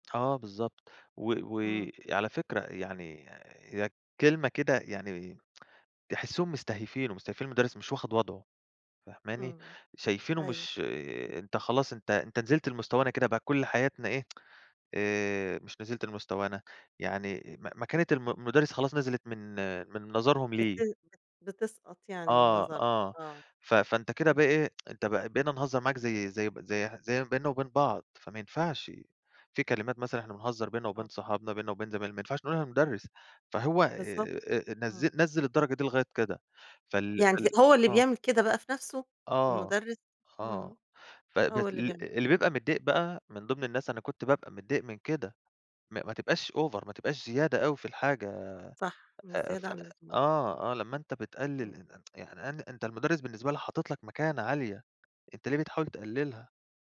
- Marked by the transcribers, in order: tsk; tsk; tsk; in English: "over"; tsk
- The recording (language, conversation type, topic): Arabic, podcast, إيه دور المُدرس اللي عمرك ما هتنساه؟